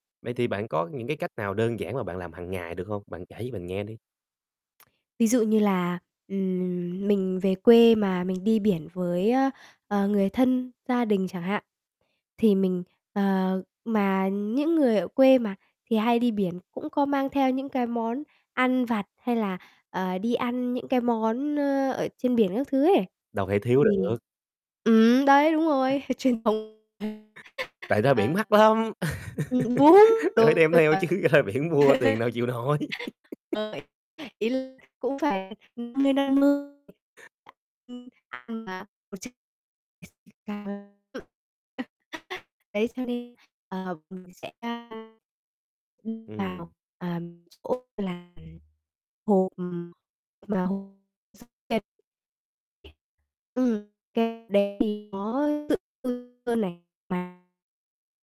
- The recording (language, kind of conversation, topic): Vietnamese, podcast, Theo bạn, chúng ta có thể làm gì để bảo vệ biển?
- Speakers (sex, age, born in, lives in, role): female, 20-24, Vietnam, Vietnam, guest; male, 20-24, Vietnam, Vietnam, host
- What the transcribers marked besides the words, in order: tapping; other background noise; distorted speech; laugh; laughing while speaking: "chứ, ra"; laughing while speaking: "nổi"; laugh; unintelligible speech; unintelligible speech; laugh; unintelligible speech; unintelligible speech; unintelligible speech; unintelligible speech; unintelligible speech